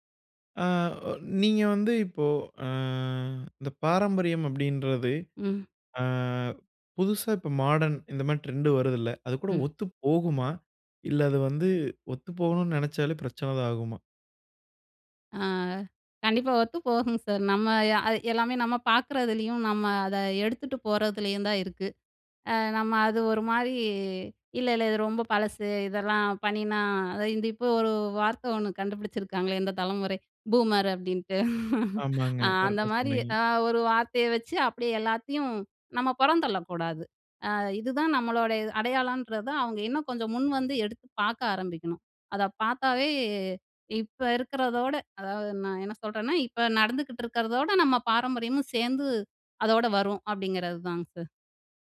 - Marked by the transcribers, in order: drawn out: "ஆ"; drawn out: "ஆ"; in English: "மாடர்ன்"; in English: "ட்ரெண்ட்டு"; laughing while speaking: "இந்த தலமுறை பூமர் அப்டின்ட்டு"; in English: "பூமர்"; in English: "கரெக்ட்டா"; drawn out: "பாத்தாவே"; other background noise
- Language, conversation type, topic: Tamil, podcast, பாரம்பரியத்தை காப்பாற்றி புதியதை ஏற்கும் சமநிலையை எப்படிச் சீராகப் பேணலாம்?